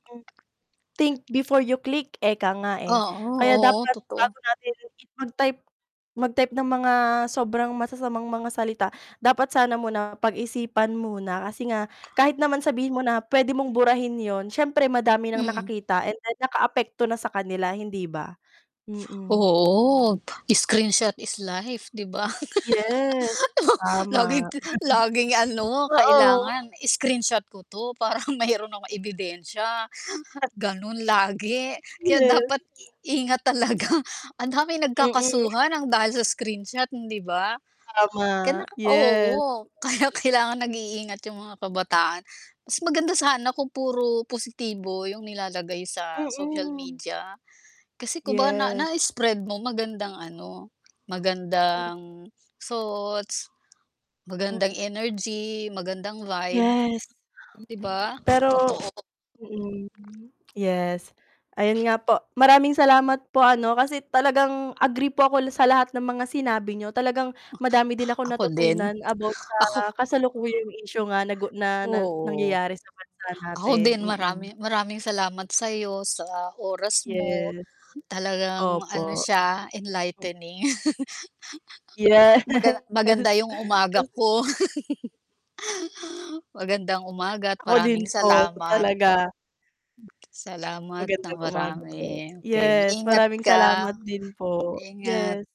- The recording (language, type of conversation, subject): Filipino, unstructured, Paano mo tinitingnan ang papel ng mga kabataan sa mga kasalukuyang isyu?
- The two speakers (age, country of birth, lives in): 18-19, Philippines, Philippines; 55-59, Philippines, Philippines
- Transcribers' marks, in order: distorted speech; in English: "Think before you click"; "ika" said as "eka"; static; tapping; other background noise; in English: "screenshot is life"; laugh; chuckle; chuckle; lip smack; tongue click; in English: "enlightening"; laugh; laughing while speaking: "Yes"; laugh